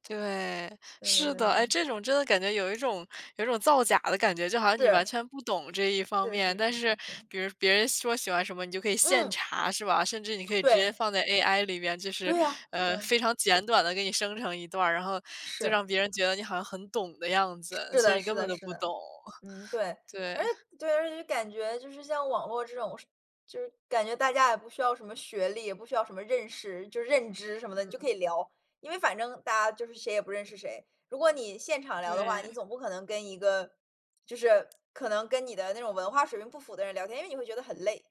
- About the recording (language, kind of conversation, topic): Chinese, unstructured, 你觉得网上聊天和面对面聊天有什么不同？
- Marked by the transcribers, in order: other background noise; chuckle